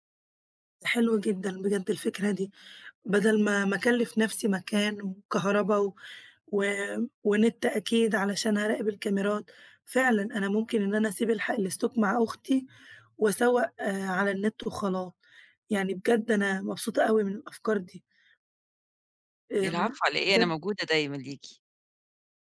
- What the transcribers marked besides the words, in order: in English: "الاستوك"; tapping
- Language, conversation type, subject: Arabic, advice, إزاي أوازن بين حياتي الشخصية ومتطلبات الشغل السريع؟